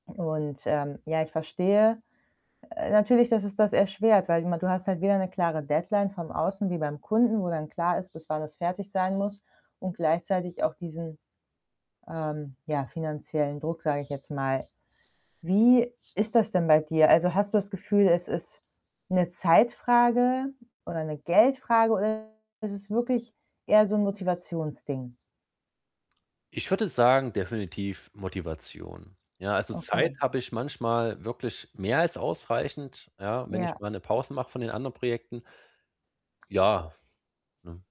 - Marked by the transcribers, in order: static; other background noise; distorted speech
- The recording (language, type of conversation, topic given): German, advice, Warum fange ich ständig neue Projekte an, beende sie aber selten, und was kann ich dagegen tun?